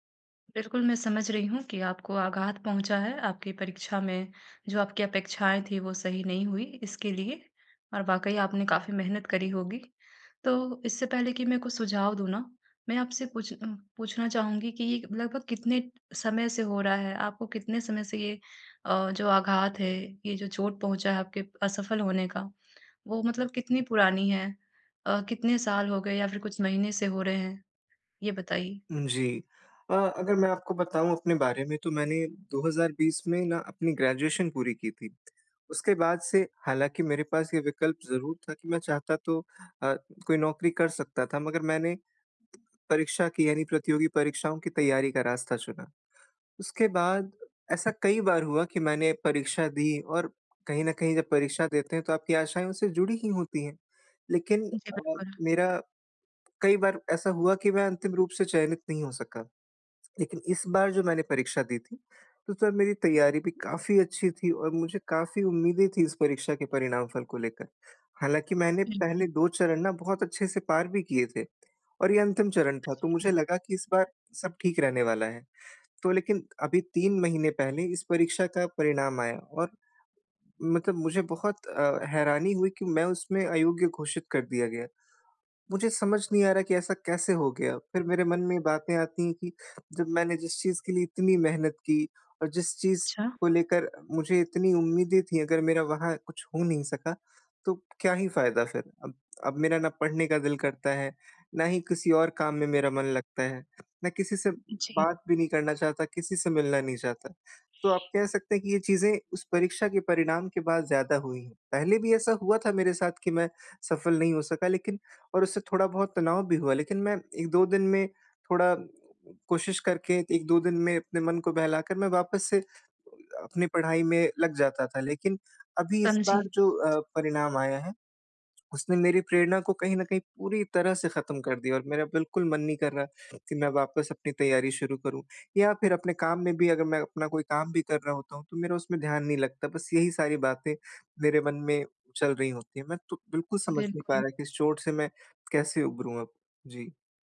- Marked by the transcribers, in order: none
- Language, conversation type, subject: Hindi, advice, चोट के बाद मैं खुद को मानसिक रूप से कैसे मजबूत और प्रेरित रख सकता/सकती हूँ?